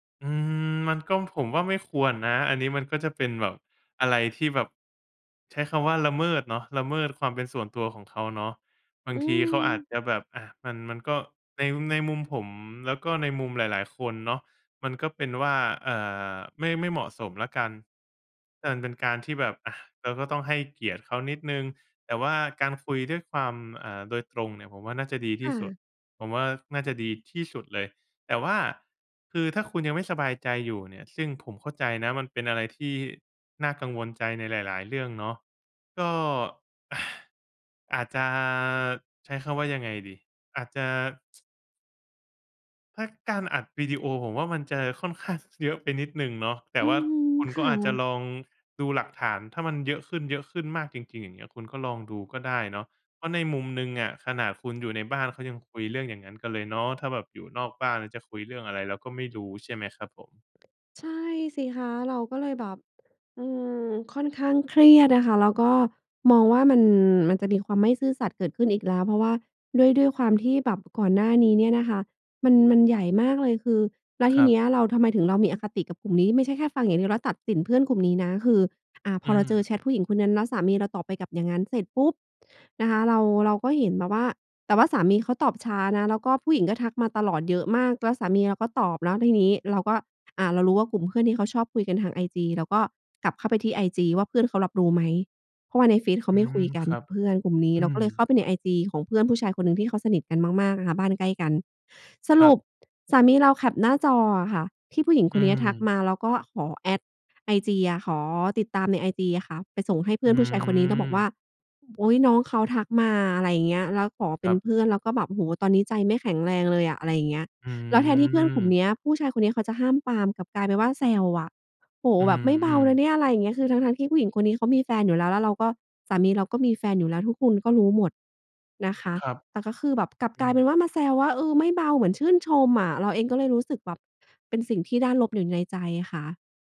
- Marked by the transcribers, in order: sigh; other background noise; sad: "ใช่สิคะ เราก็เลยแบบ"
- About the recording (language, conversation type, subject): Thai, advice, ฉันสงสัยว่าแฟนกำลังนอกใจฉันอยู่หรือเปล่า?